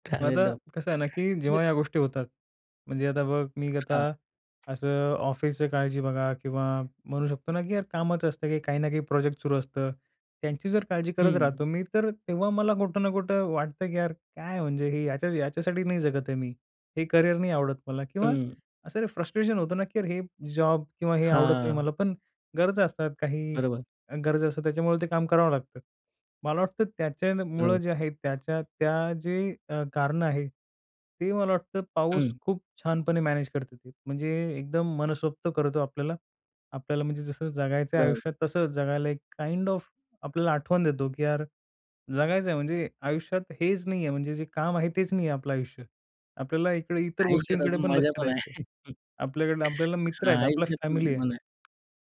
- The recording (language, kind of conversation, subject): Marathi, podcast, पावसात मन शांत राहिल्याचा अनुभव तुम्हाला कसा वाटतो?
- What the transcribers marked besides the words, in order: unintelligible speech; tapping; other background noise; in English: "काइंड ऑफ"; chuckle